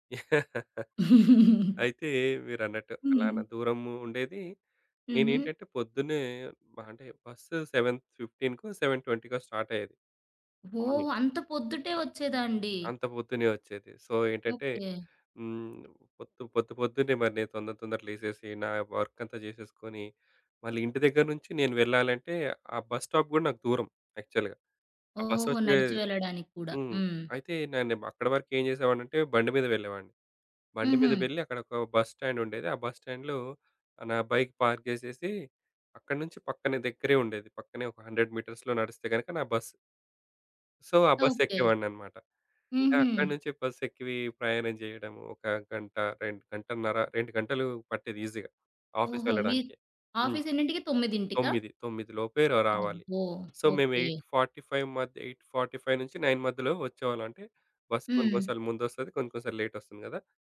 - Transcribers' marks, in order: chuckle; giggle; in English: "సెవెన్ ఫిఫ్టీన్‌కో సెవెన్ ట్వెంటీ‌కో స్టార్ట్"; in English: "సో"; tapping; in English: "వర్క్"; in English: "బస్ స్టాప్"; in English: "యాక్చువల్‌గా"; in English: "బస్ స్టాండ్"; in English: "బస్ స్టాండ్‌లో"; in English: "బైక్ పార్క్"; in English: "హండ్రెడ్ మీటర్స్‌లో"; in English: "సో"; other background noise; in English: "ఈజీ‌గా ఆఫీస్"; in English: "ఆఫీస్"; in English: "సో"; in English: "ఎయిట్ ఫార్టీ ఫైవ్"; in English: "ఎయిట్ ఫార్టీ ఫైవ్ నుంచి నైన్"
- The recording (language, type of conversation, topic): Telugu, podcast, మీ మొదటి ఉద్యోగం ఎలా ఎదురైంది?